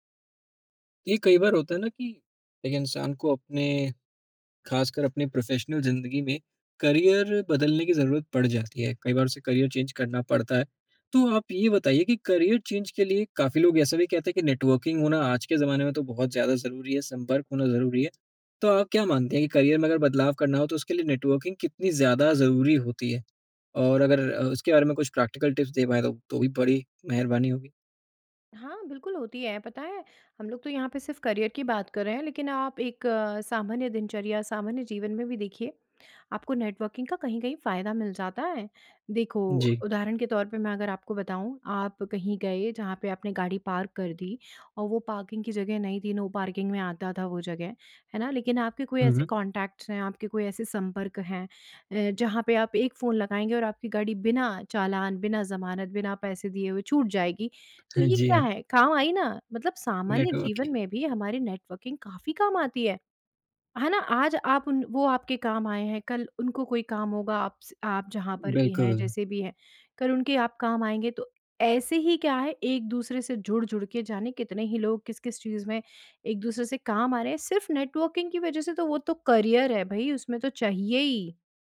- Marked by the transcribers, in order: in English: "प्रोफ़ेशनल"; in English: "करियर"; in English: "करियर चेंज़"; in English: "करियर चेंज"; in English: "नेटवर्किंग"; in English: "करियर"; in English: "नेटवर्किंग"; in English: "प्रैक्टिकल टिप्स"; in English: "करियर"; in English: "नेटवर्किंग"; in English: "पार्क"; in English: "पार्किंग"; in English: "नो पार्किंग"; in English: "कॉन्टैक्ट्स"; in English: "नेटवर्क"; in English: "नेटवर्किंग"; in English: "नेटवर्किंग"; in English: "करियर"
- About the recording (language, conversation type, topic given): Hindi, podcast, करियर बदलने के लिए नेटवर्किंग कितनी महत्वपूर्ण होती है और इसके व्यावहारिक सुझाव क्या हैं?